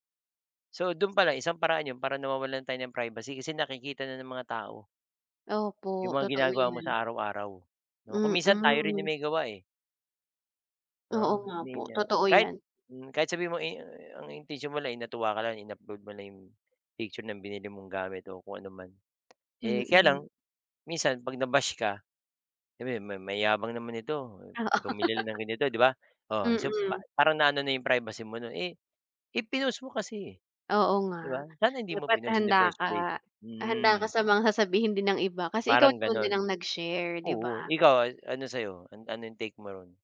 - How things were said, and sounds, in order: tapping; laughing while speaking: "Oo"; other background noise
- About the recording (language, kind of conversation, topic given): Filipino, unstructured, Paano mo nakikita ang epekto ng teknolohiya sa ating pribasiya?